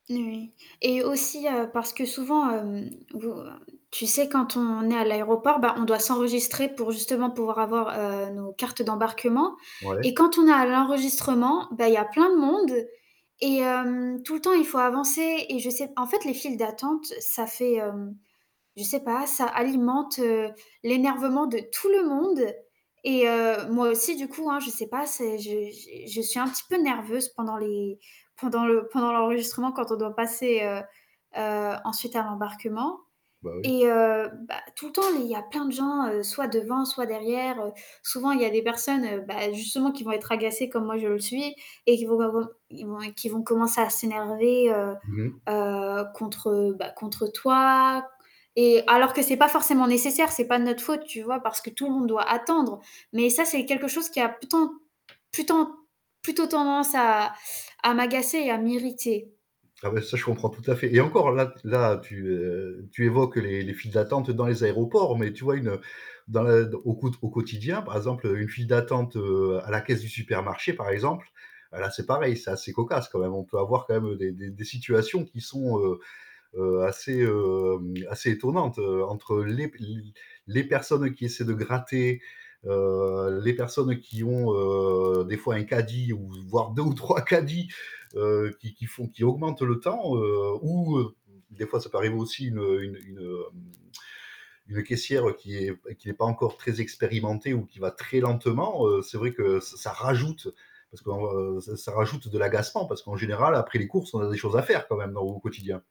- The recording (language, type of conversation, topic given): French, unstructured, Qu’est-ce qui t’agace le plus dans les files d’attente ?
- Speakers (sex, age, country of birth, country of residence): female, 18-19, France, France; male, 45-49, France, France
- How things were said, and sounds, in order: static; tapping; "plutôt-" said as "plutan"; "plutôt-" said as "plutan"; teeth sucking; distorted speech; laughing while speaking: "deux ou trois caddies"